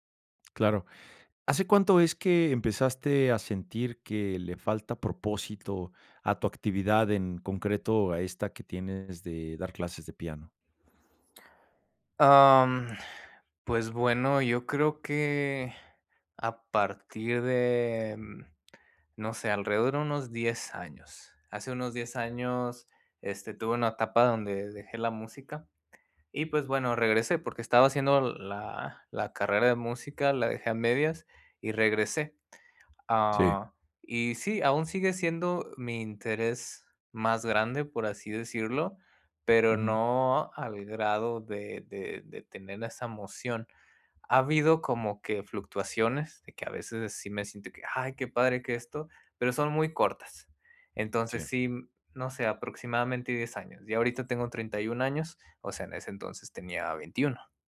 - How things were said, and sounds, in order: other noise
- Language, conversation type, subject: Spanish, advice, ¿Cómo puedo encontrarle sentido a mi trabajo diario si siento que no tiene propósito?